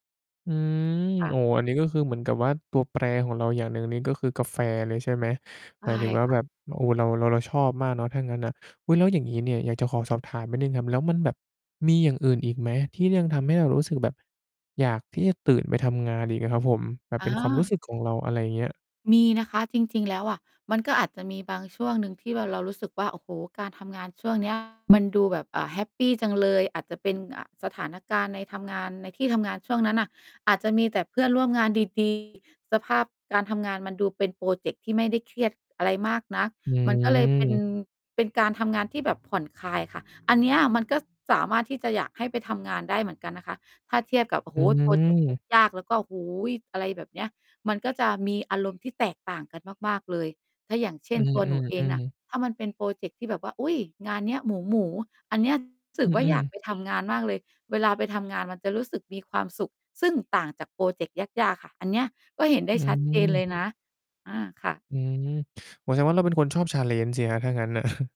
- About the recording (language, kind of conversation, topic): Thai, podcast, ทุกเช้า มีเรื่องเล็กๆ อะไรบ้างที่ทำให้คุณอยากลุกจากเตียงไปทำงาน?
- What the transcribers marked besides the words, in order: distorted speech; chuckle